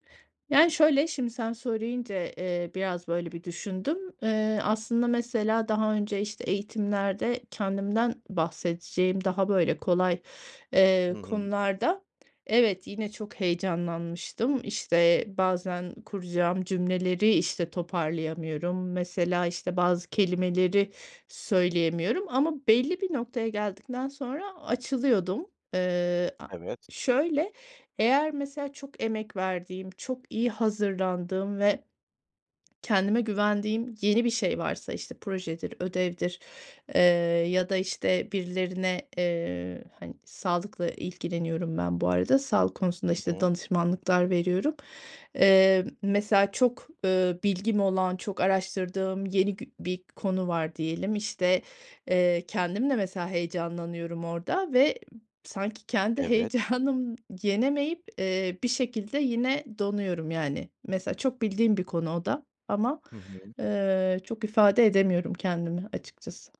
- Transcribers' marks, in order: lip smack; other background noise; unintelligible speech; laughing while speaking: "heyecanım"
- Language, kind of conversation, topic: Turkish, advice, Topluluk önünde konuşma kaygınızı nasıl yönetiyorsunuz?